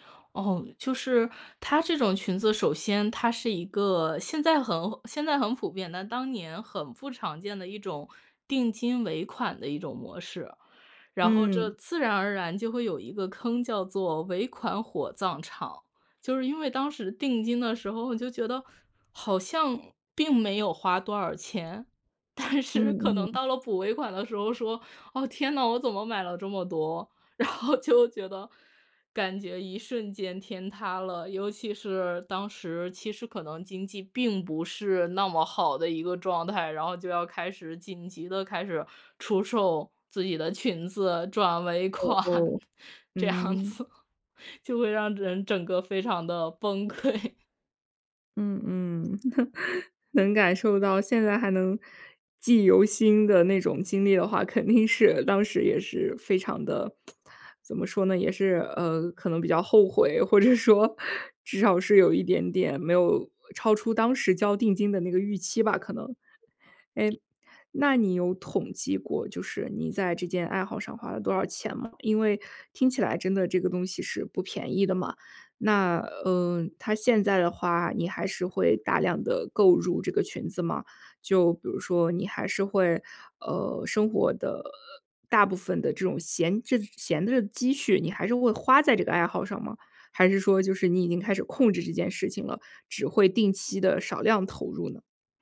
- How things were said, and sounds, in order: laughing while speaking: "但是可能到了补尾款的时候说"; laughing while speaking: "然后就"; laughing while speaking: "尾款，这样子"; laugh; laughing while speaking: "崩溃"; laugh; laughing while speaking: "肯定是"; tsk; laughing while speaking: "或者说"; other background noise
- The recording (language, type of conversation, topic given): Chinese, podcast, 你是怎么开始这个爱好的？